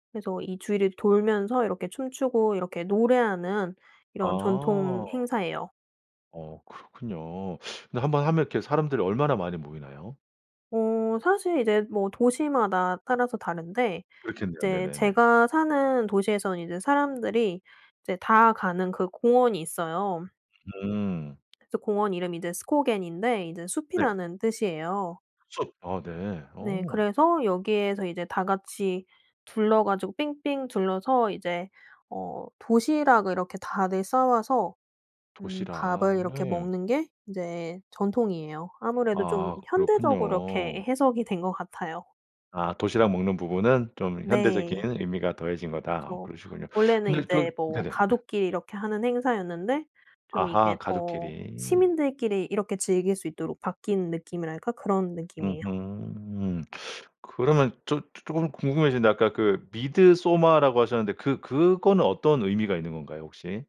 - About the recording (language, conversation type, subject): Korean, podcast, 고향에서 열리는 축제나 행사를 소개해 주실 수 있나요?
- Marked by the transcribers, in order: teeth sucking